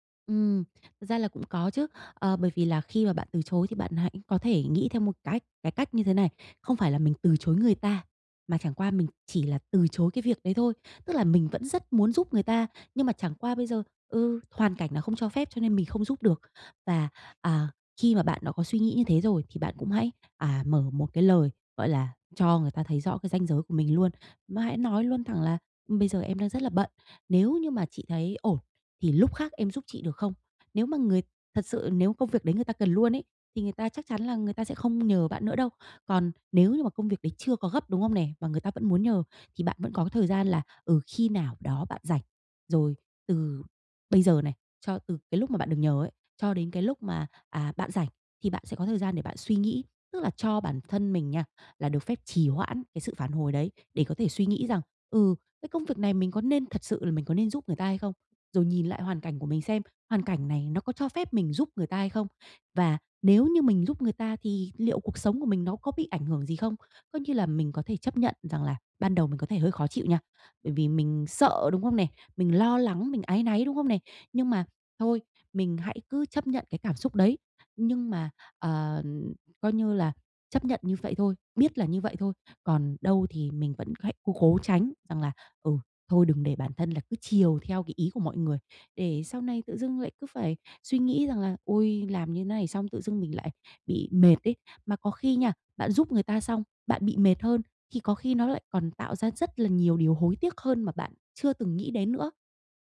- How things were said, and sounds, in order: tapping; other background noise
- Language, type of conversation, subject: Vietnamese, advice, Làm sao để nói “không” mà không hối tiếc?